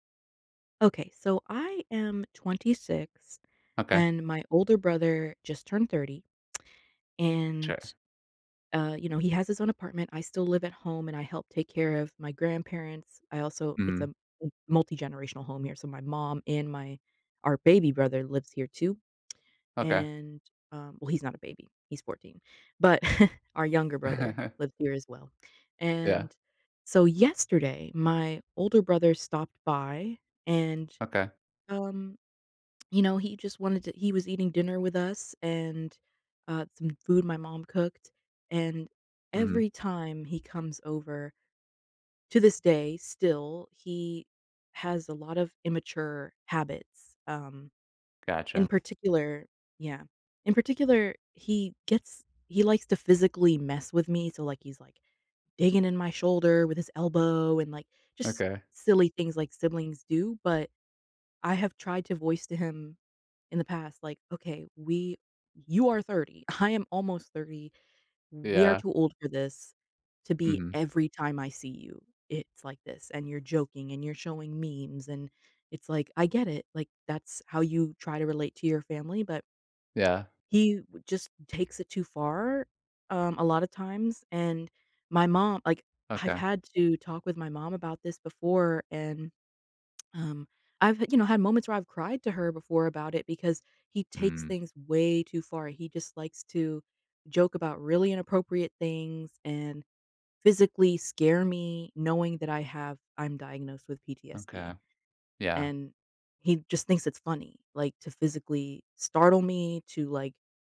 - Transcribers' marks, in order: chuckle; tapping
- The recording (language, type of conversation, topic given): English, advice, How can I address ongoing tension with a close family member?